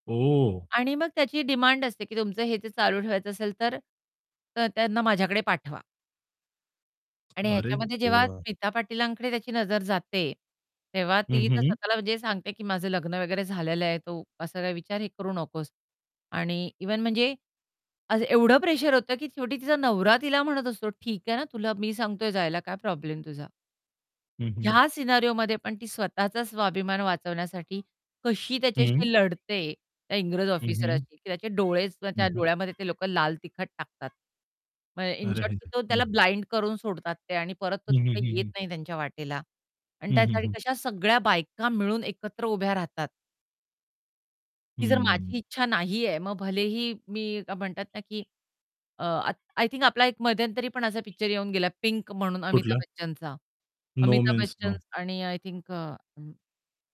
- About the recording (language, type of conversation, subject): Marathi, podcast, सामाजिक संदेश असलेला चित्रपट कथानक आणि मनोरंजन यांचा समतोल राखून कसा घडवाल?
- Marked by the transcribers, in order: other background noise; distorted speech; in English: "सिनेरिओमध्ये"; background speech; static; unintelligible speech; in English: "ब्लाइंड"; tapping; bird; in English: "नो मीन्स नो"